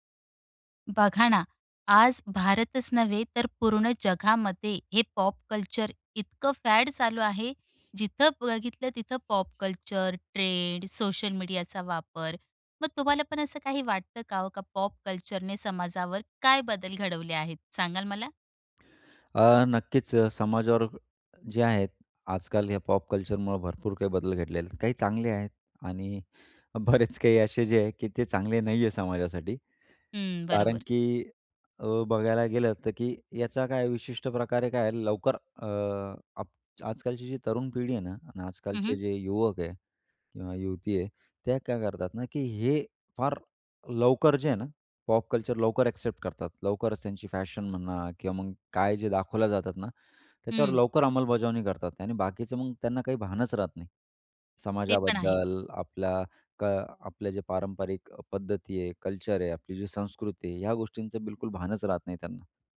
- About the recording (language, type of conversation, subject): Marathi, podcast, पॉप संस्कृतीने समाजावर कोणते बदल घडवून आणले आहेत?
- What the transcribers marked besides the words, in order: in English: "फॅड"; other background noise; tapping; chuckle; laughing while speaking: "बरेच काही असे जे आहे, की ते चांगले नाही आहे समाजासाठी"